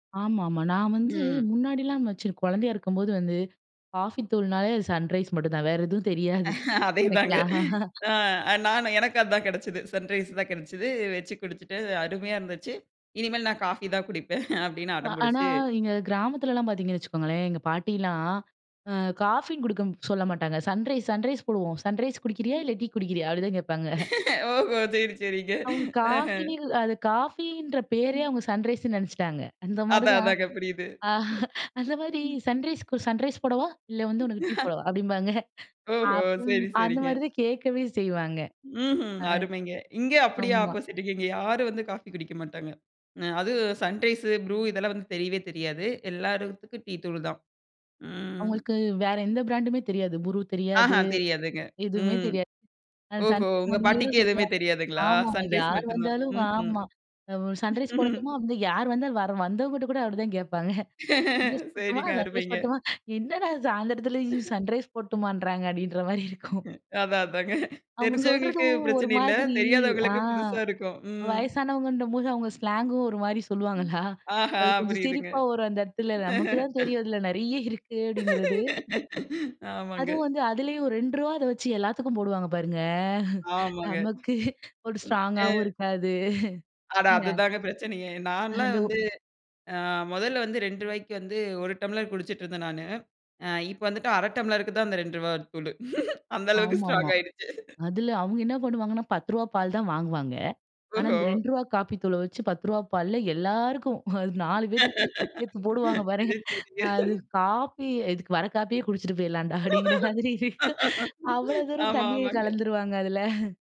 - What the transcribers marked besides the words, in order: in English: "சன்ரைஸ்"; laughing while speaking: "அதே தாங்க"; laughing while speaking: "எனக்குலாம்"; other background noise; in English: "சன்ரைஸ்"; chuckle; in English: "சன்ரைஸ்' 'சன்ரைஸ்"; in English: "சன்ரைஸ்"; other noise; laughing while speaking: "ஓஹோ! சரி, சரிங்க. அஹ"; in English: "சன்ரைஸ்ன்னு"; chuckle; in English: "சன்ரைஸ் கு சன்ரைஸ்"; chuckle; chuckle; in English: "ஆப்போசிட்"; in English: "சன்ரைசு, ப்ரூ"; in English: "பிராண்டுமே"; in English: "ஃப்ரு"; in English: "சன்ரைஸ்"; in English: "சன்ரைஸ்"; in English: "சன்ரைஸ்"; chuckle; in English: "சன்ரைஸ்"; laughing while speaking: "சரிங்க, அருமைங்க"; in English: "சன்ரைஸ்"; in English: "சன்ரைஸ்"; laughing while speaking: "அதாங்க"; drawn out: "அ"; in English: "ஸ்லாங்கும்"; chuckle; laugh; in English: "ஸ்ட்ராங்காவும்"; laughing while speaking: "அந்த அளவுக்கு ஸ்ட்ராங் ஆயிடுச்சு"; in English: "ஸ்ட்ராங்"; laughing while speaking: "சரி, சரிங்க"; laughing while speaking: "ஆமா, ஆமாங்க"; laughing while speaking: "மாதிரி இருக்கும்"
- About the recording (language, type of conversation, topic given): Tamil, podcast, காபி அல்லது தேன் பற்றிய உங்களுடைய ஒரு நினைவுக் கதையைப் பகிர முடியுமா?